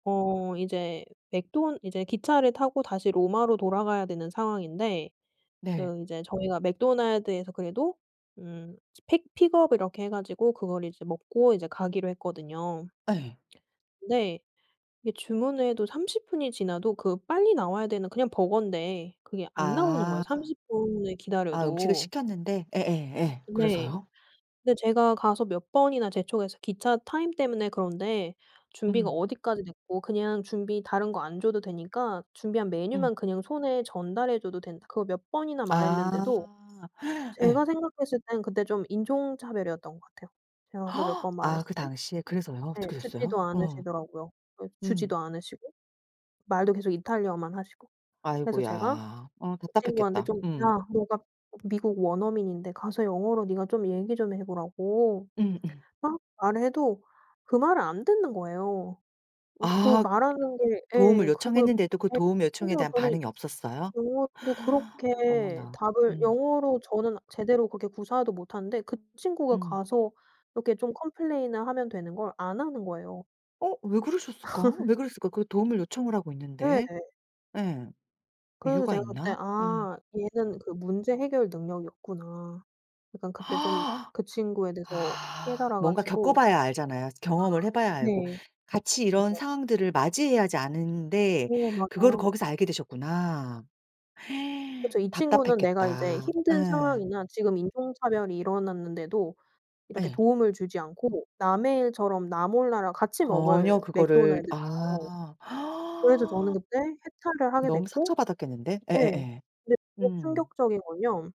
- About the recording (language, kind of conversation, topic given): Korean, podcast, 가장 기억에 남는 여행 이야기를 들려주실래요?
- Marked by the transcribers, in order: other background noise; lip smack; gasp; gasp; tapping; gasp; laugh; gasp; other noise; gasp; gasp